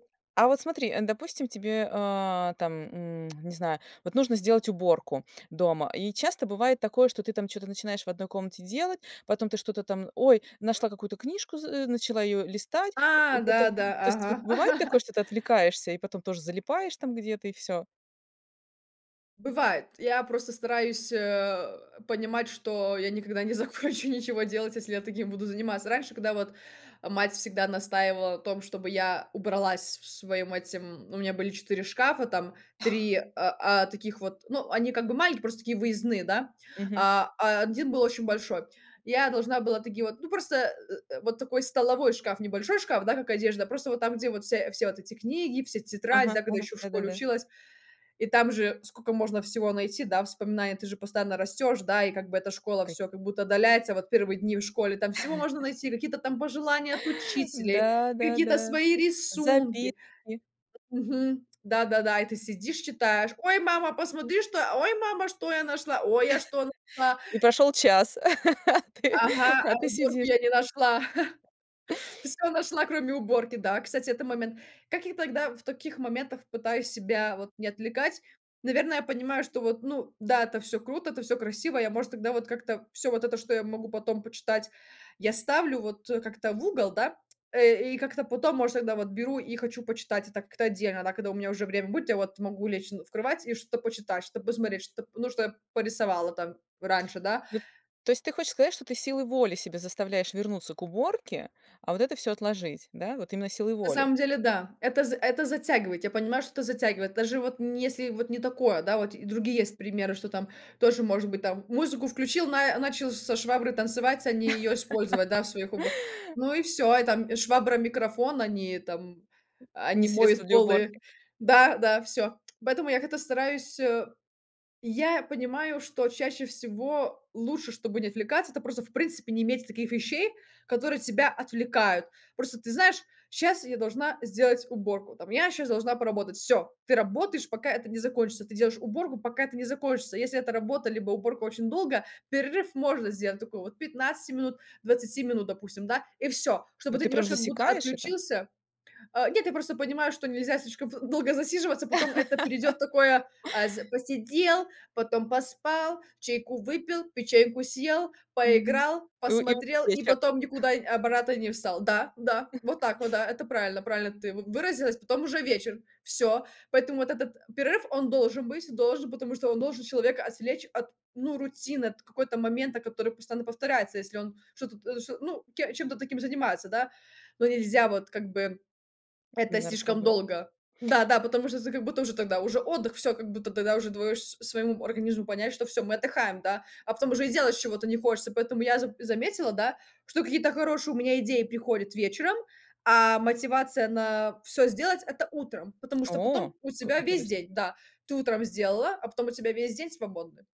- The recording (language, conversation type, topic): Russian, podcast, Что вы делаете, чтобы не отвлекаться во время важной работы?
- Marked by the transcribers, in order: tsk; laugh; laughing while speaking: "закончу"; put-on voice: "Ой, мама, посмотри, что, э! … я что нашла!"; laugh; tapping; laugh; unintelligible speech; chuckle